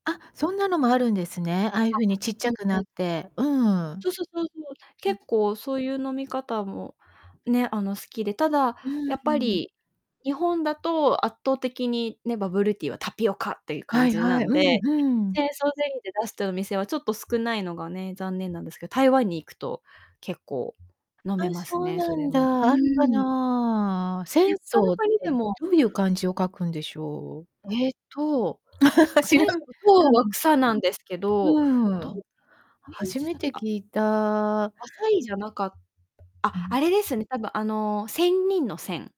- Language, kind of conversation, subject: Japanese, unstructured, 食べ物にまつわる、思い出に残っているエピソードはありますか？
- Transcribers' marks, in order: distorted speech; stressed: "タピオカ"; other background noise; laugh; laughing while speaking: "知らん"; tapping